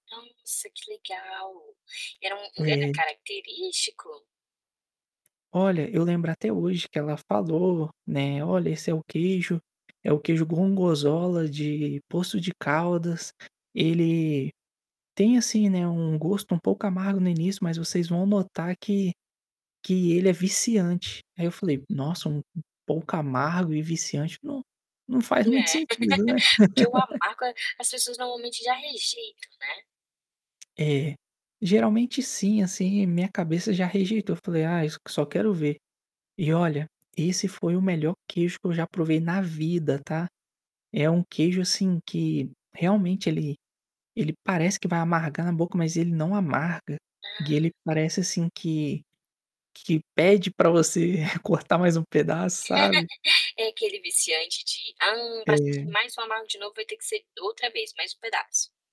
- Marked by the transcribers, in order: distorted speech; tapping; static; "gorgonzola" said as "gongorzola"; mechanical hum; laugh; chuckle; laugh
- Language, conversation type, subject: Portuguese, podcast, Como foi a primeira vez que você provou uma comida típica local?